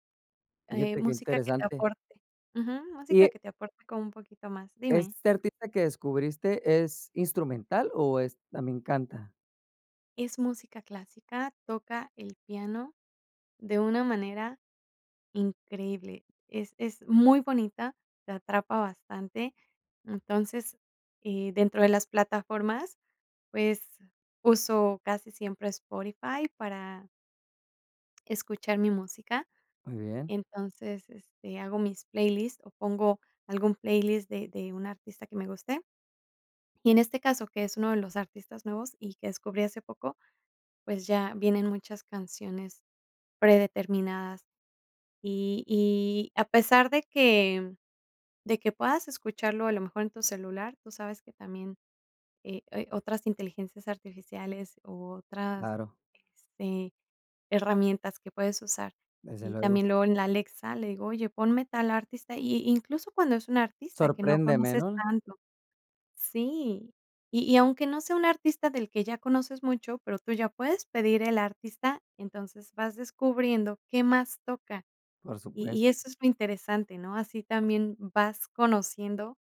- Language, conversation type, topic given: Spanish, podcast, ¿Cómo descubres música nueva hoy en día?
- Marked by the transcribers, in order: none